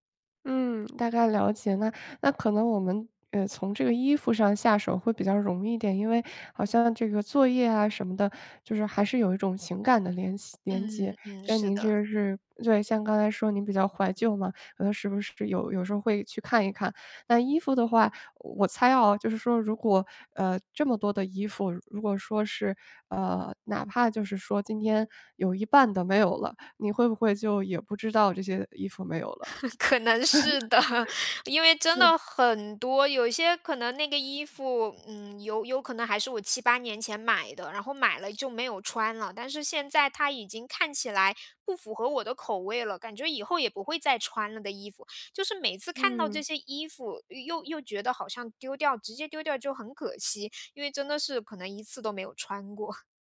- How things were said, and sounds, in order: laughing while speaking: "可能是的"; laugh; chuckle
- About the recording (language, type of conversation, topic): Chinese, advice, 怎样才能长期维持简约生活的习惯？